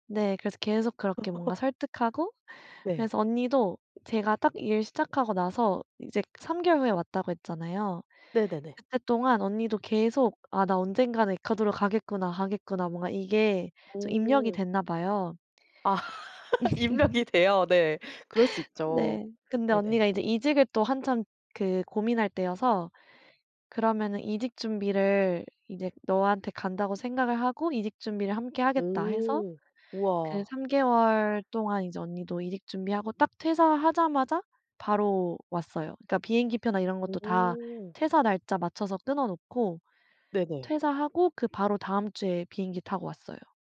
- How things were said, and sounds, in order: laugh; laughing while speaking: "아"; laugh
- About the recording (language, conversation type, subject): Korean, podcast, 가장 기억에 남는 여행 경험은 무엇인가요?